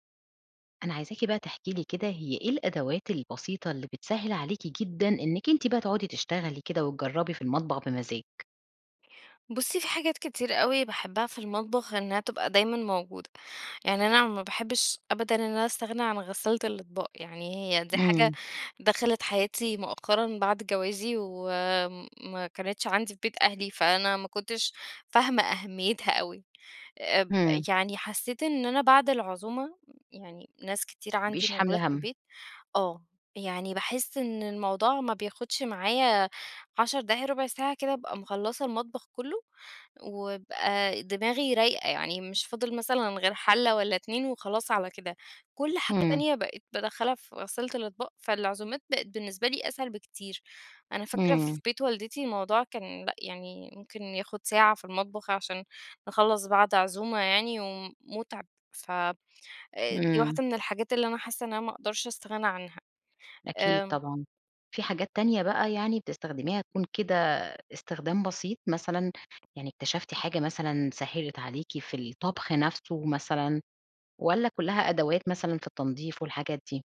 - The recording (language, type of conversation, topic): Arabic, podcast, شو الأدوات البسيطة اللي بتسهّل عليك التجريب في المطبخ؟
- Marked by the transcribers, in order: none